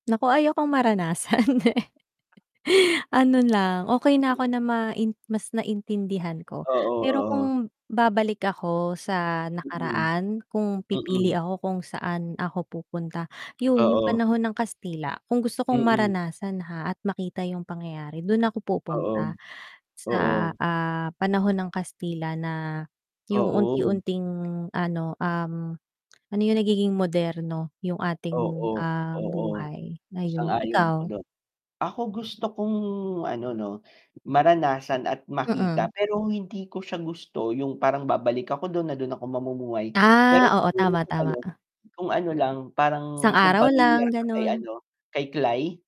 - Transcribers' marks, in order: laughing while speaking: "maranasan, eh"; tapping; distorted speech; static; other background noise
- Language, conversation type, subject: Filipino, unstructured, Ano ang paborito mong kuwento mula sa kasaysayan ng Pilipinas?